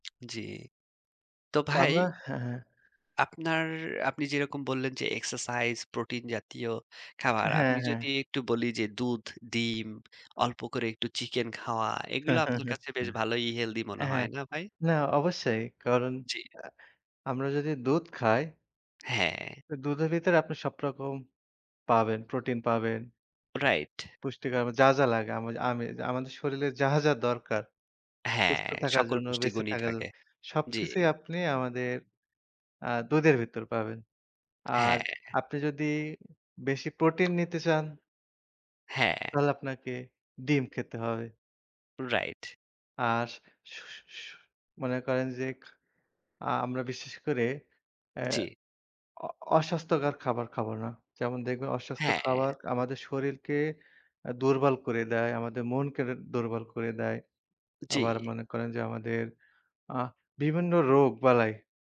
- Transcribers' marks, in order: tapping; chuckle; "সবরকম" said as "সপরকম"; "শরীরে" said as "শরিলে"
- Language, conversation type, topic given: Bengali, unstructured, শরীর সুস্থ রাখতে আপনার মতে কোন ধরনের খাবার সবচেয়ে বেশি প্রয়োজন?